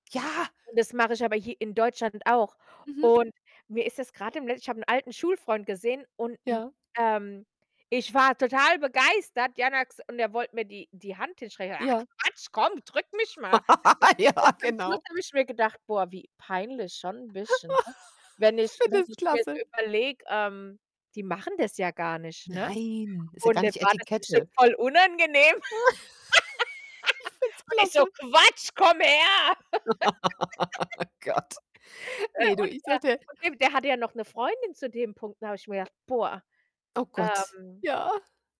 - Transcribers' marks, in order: unintelligible speech; laugh; laughing while speaking: "Ja"; unintelligible speech; giggle; static; giggle; laughing while speaking: "Ich find's klasse"; distorted speech; laugh; other background noise; laugh; put-on voice: "Quatsch, komm her"; laughing while speaking: "Oh Gott"; laugh
- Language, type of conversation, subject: German, unstructured, Was ärgert dich an unserem sozialen Verhalten am meisten?